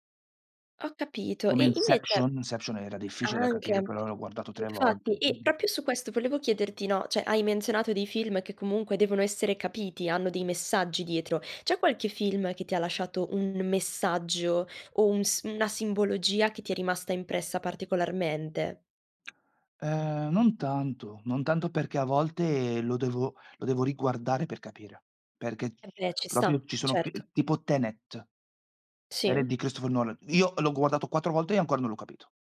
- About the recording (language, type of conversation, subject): Italian, podcast, Qual è un film che ti ha cambiato la vita e perché?
- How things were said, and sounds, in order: none